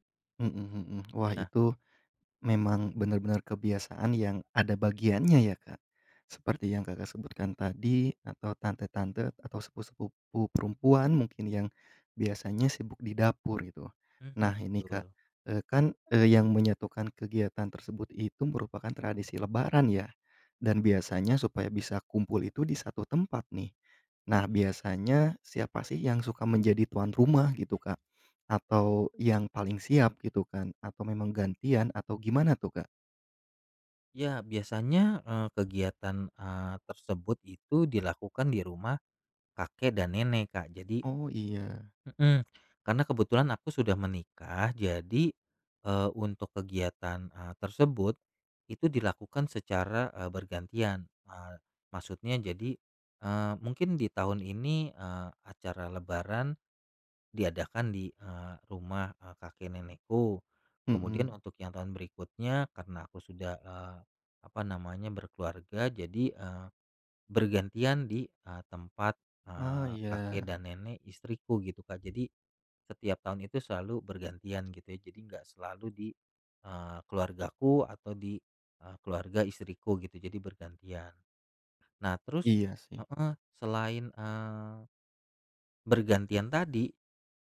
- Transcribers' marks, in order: none
- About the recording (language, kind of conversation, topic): Indonesian, podcast, Kegiatan apa yang menyatukan semua generasi di keluargamu?